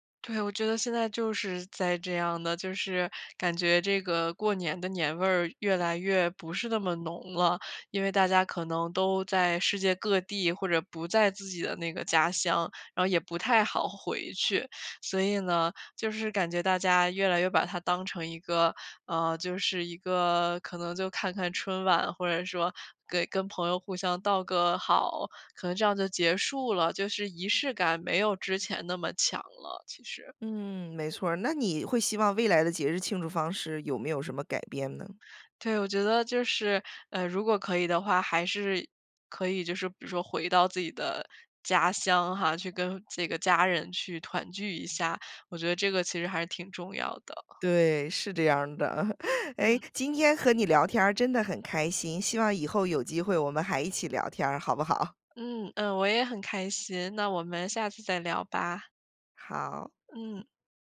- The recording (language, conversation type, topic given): Chinese, podcast, 能分享一次让你难以忘怀的节日回忆吗？
- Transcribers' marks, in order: other background noise; chuckle